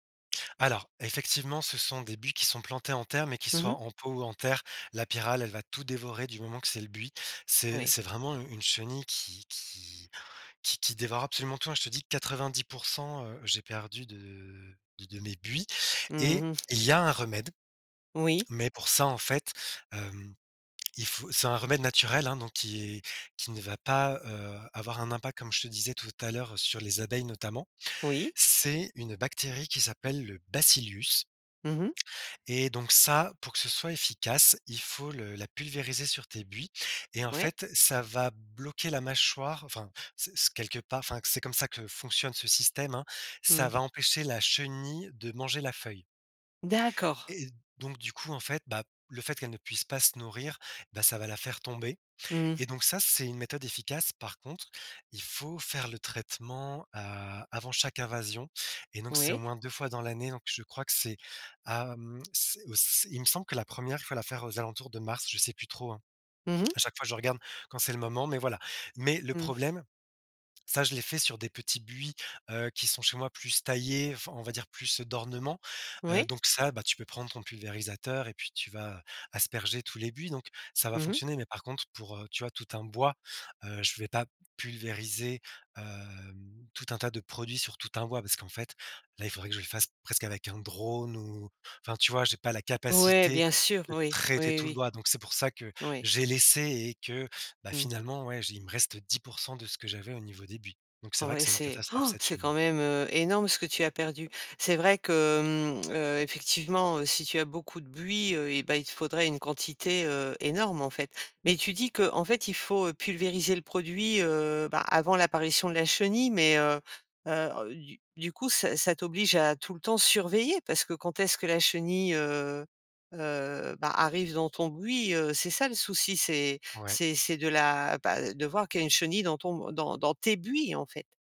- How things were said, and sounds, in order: stressed: "Bacillus"; other background noise; stressed: "traiter"; stressed: "tes buis"
- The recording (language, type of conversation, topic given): French, podcast, Comment un jardin t’a-t-il appris à prendre soin des autres et de toi-même ?